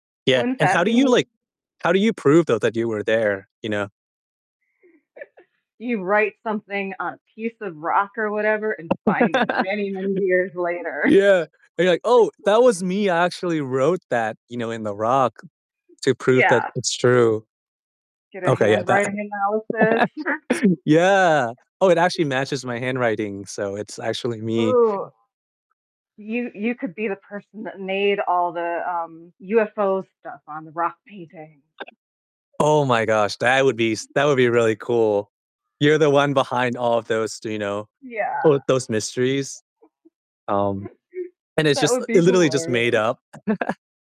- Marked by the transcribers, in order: unintelligible speech; chuckle; laugh; distorted speech; laughing while speaking: "later"; laugh; chuckle; tapping; static; laugh; laugh; other background noise; laugh; laugh; laugh
- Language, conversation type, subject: English, unstructured, What matters more to you: exploring new experiences or sharing life with loved ones?
- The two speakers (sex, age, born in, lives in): female, 45-49, United States, United States; male, 30-34, Thailand, United States